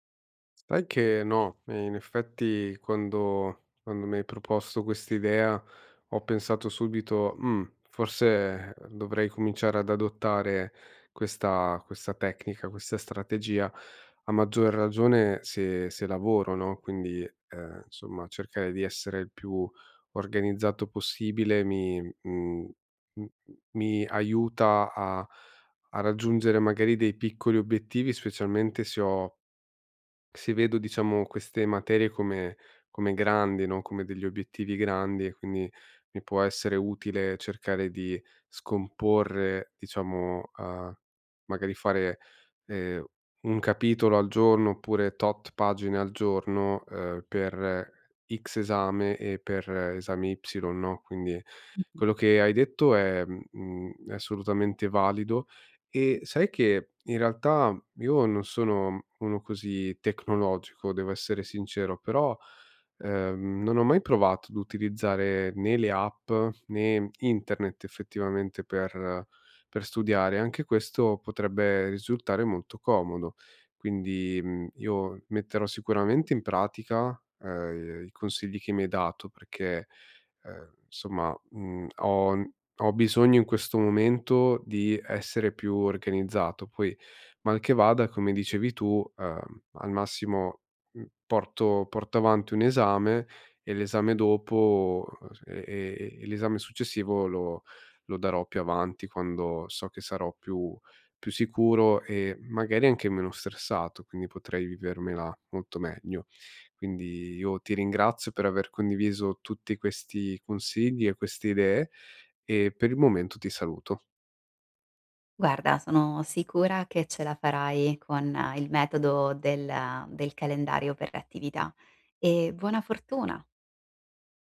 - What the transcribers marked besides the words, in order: other background noise; "insomma" said as "nsomma"; "provato" said as "provat"; "insomma" said as "nsomma"
- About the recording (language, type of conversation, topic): Italian, advice, Perché faccio fatica a iniziare compiti lunghi e complessi?